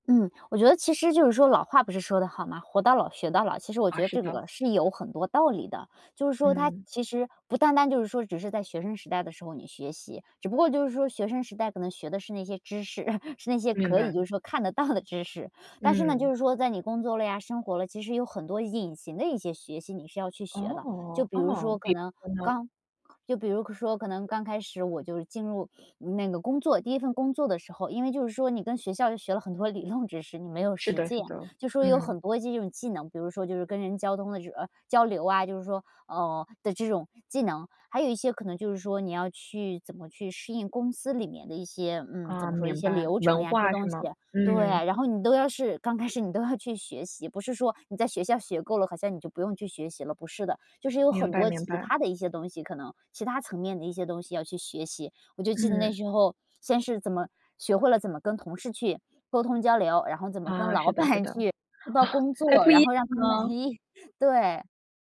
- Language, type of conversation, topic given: Chinese, podcast, 终身学习能带来哪些现实好处？
- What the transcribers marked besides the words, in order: chuckle; laughing while speaking: "到"; laughing while speaking: "板"; chuckle